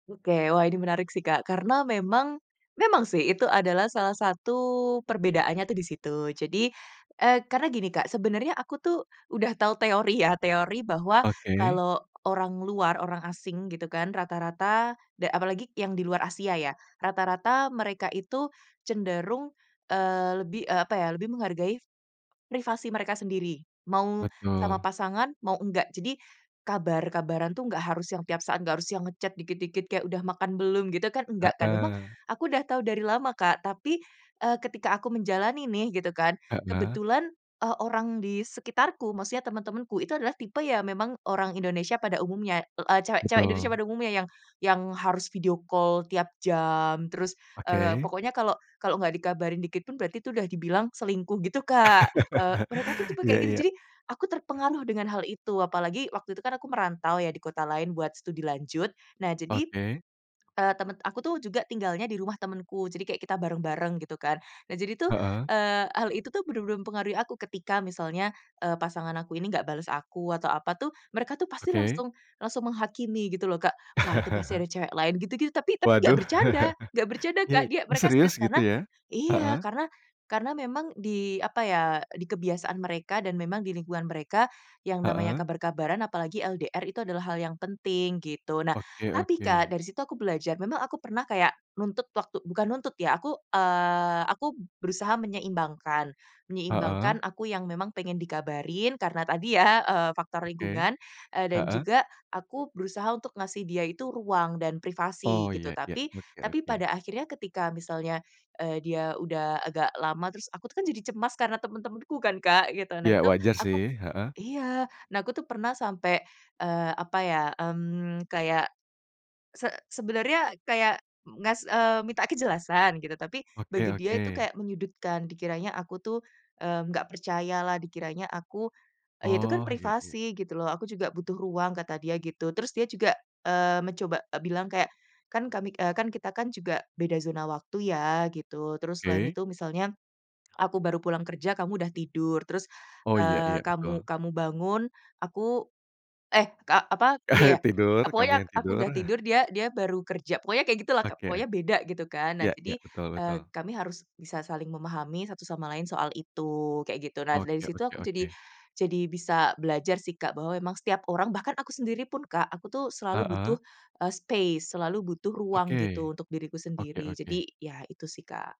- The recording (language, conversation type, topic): Indonesian, podcast, Pernah ketemu orang asing yang jadi teman jalan sampai sekarang?
- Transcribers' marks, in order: in English: "nge-chat"; in English: "video call"; laugh; other background noise; chuckle; chuckle; tapping; chuckle; in English: "space"; in English: "stay"